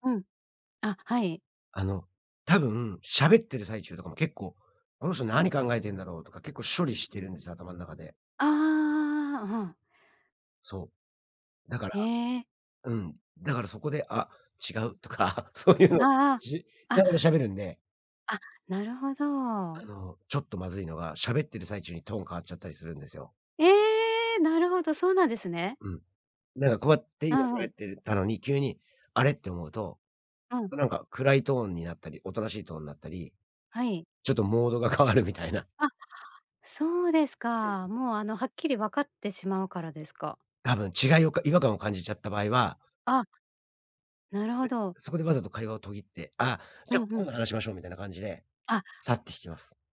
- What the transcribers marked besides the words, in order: laughing while speaking: "とか、そういうの"; unintelligible speech; laughing while speaking: "変わる"; other background noise; unintelligible speech
- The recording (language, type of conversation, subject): Japanese, podcast, 直感と理屈、普段どっちを優先する？